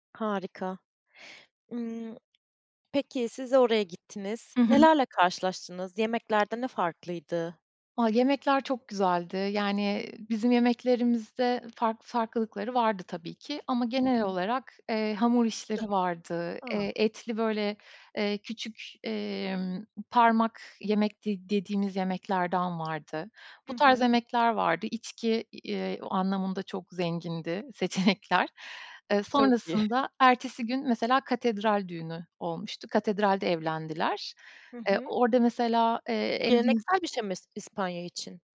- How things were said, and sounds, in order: other background noise; tapping; other noise; laughing while speaking: "seçenekler"; laughing while speaking: "iyi"
- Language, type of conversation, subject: Turkish, podcast, En unutulmaz seyahatini nasıl geçirdin, biraz anlatır mısın?